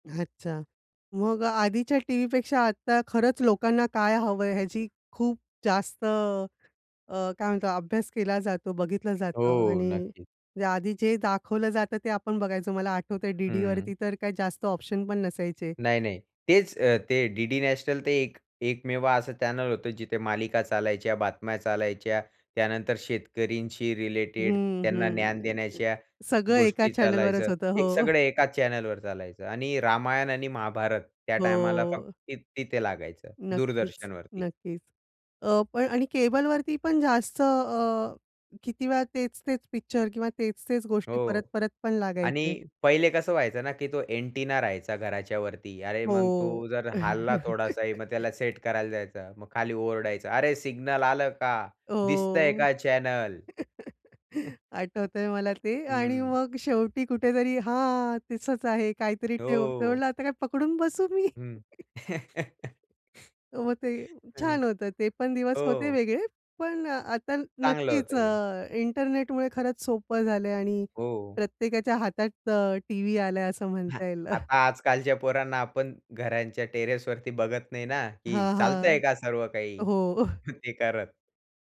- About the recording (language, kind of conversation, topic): Marathi, podcast, स्ट्रीमिंगमुळे पारंपरिक दूरदर्शनमध्ये नेमके कोणते बदल झाले असे तुम्हाला वाटते?
- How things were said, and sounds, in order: in English: "चॅनेल"; in English: "चॅनेलवरच"; in English: "चॅनेलवर"; tapping; chuckle; drawn out: "हो!"; chuckle; put-on voice: "अरे सिग्नल आलं का? दिसतंय का चॅनेल?"; chuckle; laughing while speaking: "मी म्हणलं आता काय पकडून बसू मी?"; chuckle; chuckle; chuckle